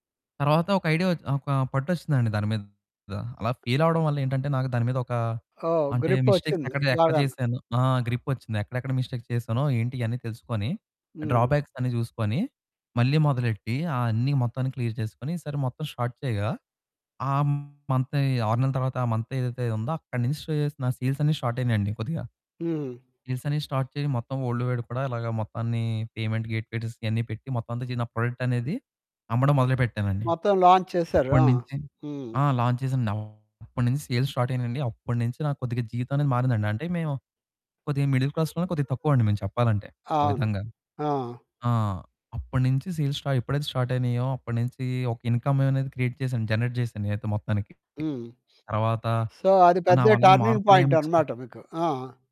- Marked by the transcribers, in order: distorted speech; in English: "ఫెయిల్"; tapping; in English: "మిస్టేక్స్"; in English: "గ్రిప్"; in English: "మిస్టేక్స్"; in English: "డ్రాబ్యాక్స్"; in English: "క్లియర్"; in English: "స్టార్ట్"; in English: "మంత్"; in English: "సేల్స్"; in English: "స్టార్ట్"; in English: "సేల్స్"; in English: "స్టార్ట్"; in English: "వల్డ్ వైడ్"; in English: "పేమెంట్ గేట్స్"; in English: "ప్రొడక్ట్"; in English: "లాంచ్"; in English: "లాంచ్"; in English: "సేల్స్ స్టార్ట్"; other background noise; in English: "మిడిల్ క్లాస్‌లో"; in English: "సేల్స్ స్టార్ట్"; in English: "స్టార్ట్"; in English: "ఇన్కమ్"; in English: "క్రియేట్"; in English: "జనరేట్"; in English: "సో"; in English: "టర్నింగ్ పాయింట్"
- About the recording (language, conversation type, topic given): Telugu, podcast, నీ జీవితంలో వచ్చిన ఒక పెద్ద మార్పు గురించి చెప్పగలవా?